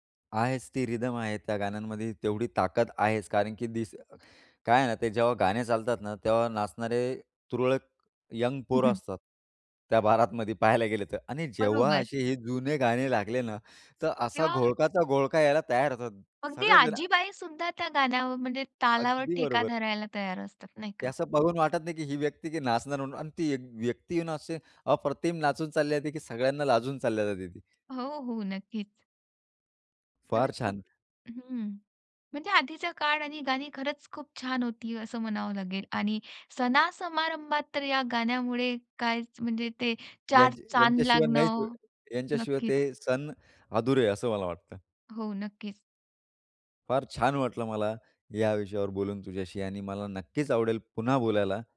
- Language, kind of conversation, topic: Marathi, podcast, सण-समारंभातील गाणी तुमच्या भावना कशा बदलतात?
- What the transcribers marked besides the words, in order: in English: "रिदम"; other background noise; in Hindi: "चांद"